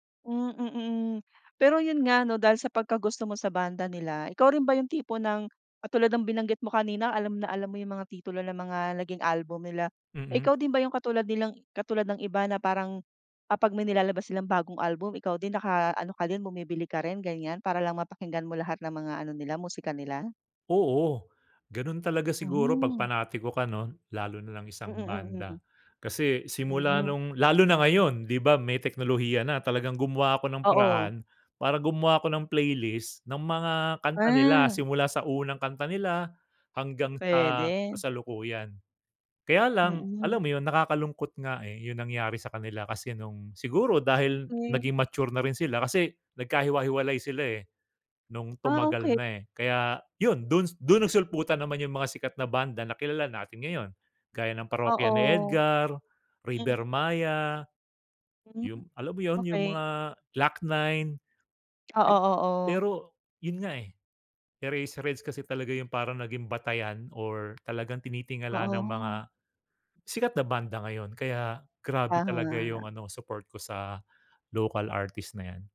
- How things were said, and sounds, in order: in English: "playlist"; other background noise; in English: "local artist"
- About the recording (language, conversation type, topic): Filipino, podcast, May lokal na alagad ng sining ka bang palagi mong sinusuportahan?